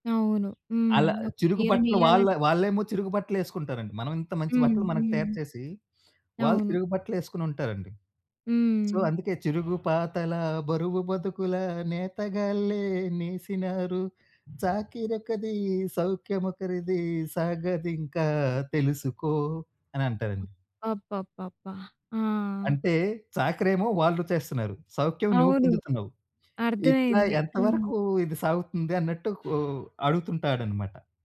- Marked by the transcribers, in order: bird; in English: "సో"; singing: "చిరుగు పాతలా, బరువు బతుకుల నేతగాళ్ళే నేసినారు, చాకిరొకది, సౌఖ్యమొకరిదీ, సాగదింకా తెలుసుకో"; other background noise
- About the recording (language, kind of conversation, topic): Telugu, podcast, మీకు ఎప్పటికీ ఇష్టమైన సినిమా పాట గురించి ఒక కథ చెప్పగలరా?